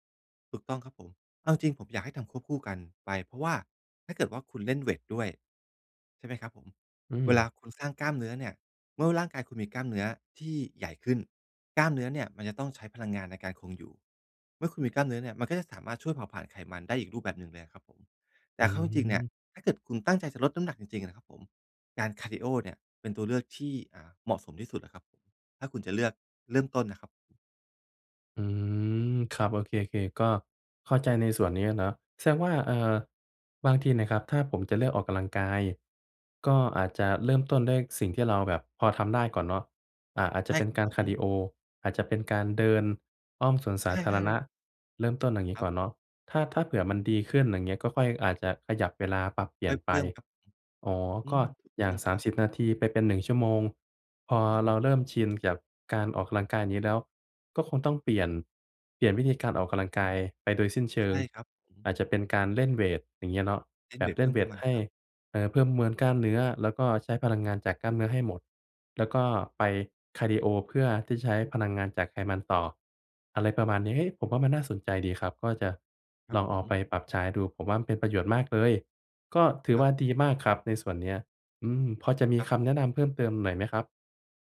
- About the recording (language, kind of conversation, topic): Thai, advice, ฉันจะวัดความคืบหน้าเล็กๆ ในแต่ละวันได้อย่างไร?
- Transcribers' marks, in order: none